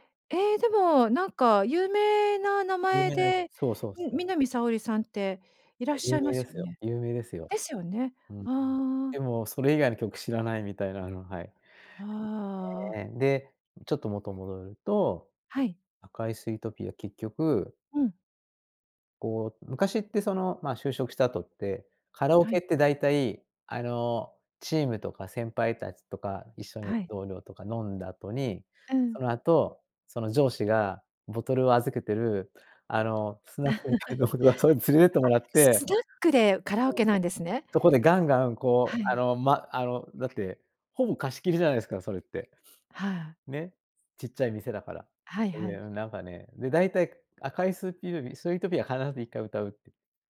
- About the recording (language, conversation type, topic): Japanese, podcast, 心に残っている曲を1曲教えてもらえますか？
- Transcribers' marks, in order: laugh; other background noise